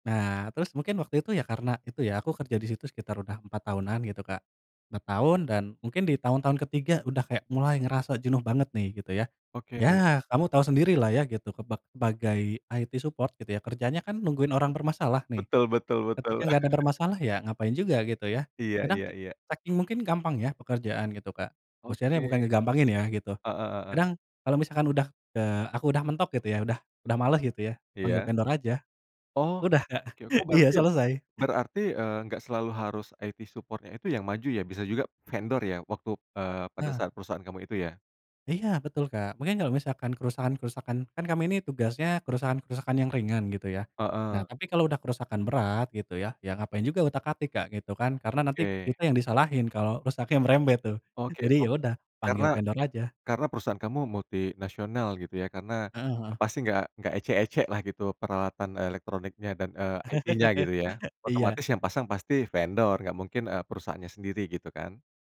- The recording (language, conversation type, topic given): Indonesian, podcast, Kapan kamu tahu bahwa sudah saatnya keluar dari zona nyaman?
- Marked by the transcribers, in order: in English: "IT support"; chuckle; chuckle; in English: "IT support-nya"; tapping; in English: "IT-nya"; chuckle